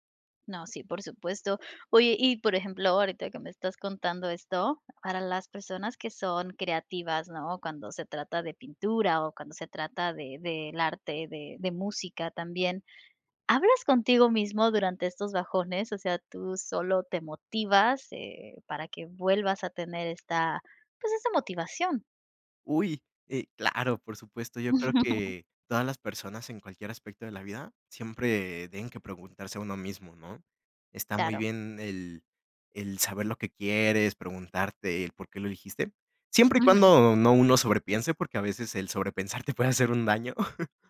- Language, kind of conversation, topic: Spanish, podcast, ¿Qué haces cuando pierdes motivación para seguir un hábito?
- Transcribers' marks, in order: chuckle; chuckle